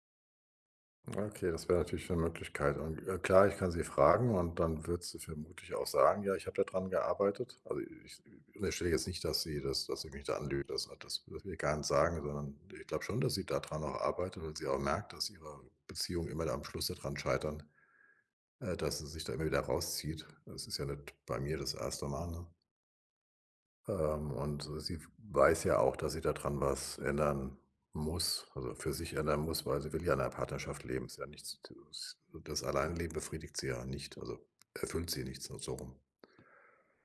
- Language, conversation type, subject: German, advice, Bin ich emotional bereit für einen großen Neuanfang?
- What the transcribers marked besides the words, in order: none